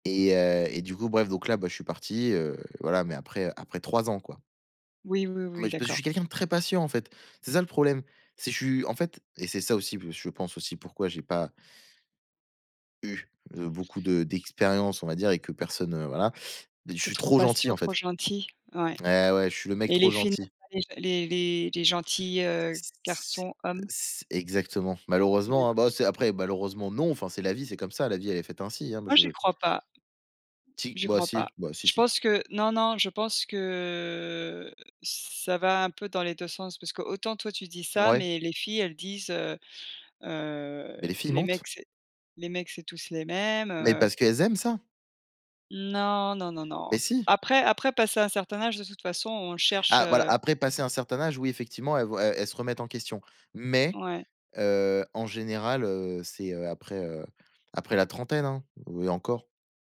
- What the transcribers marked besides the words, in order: unintelligible speech; unintelligible speech; tapping; other background noise; drawn out: "que"
- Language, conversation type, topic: French, unstructured, Seriez-vous prêt à vivre éternellement sans jamais connaître l’amour ?
- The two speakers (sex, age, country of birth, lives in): female, 40-44, France, United States; male, 20-24, France, France